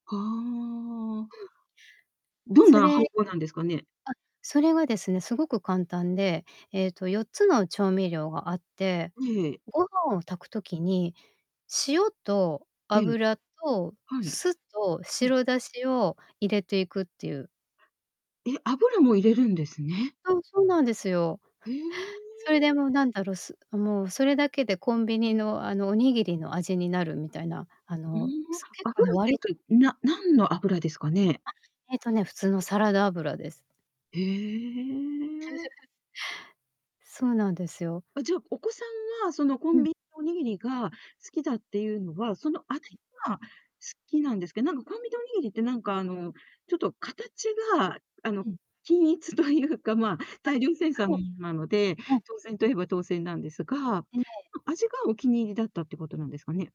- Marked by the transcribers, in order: drawn out: "はあ"; "方法" said as "はおほう"; static; distorted speech; drawn out: "へえ"; giggle; laughing while speaking: "というか"
- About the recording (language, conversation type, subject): Japanese, podcast, 料理でよく作るお気に入りのメニューは何ですか？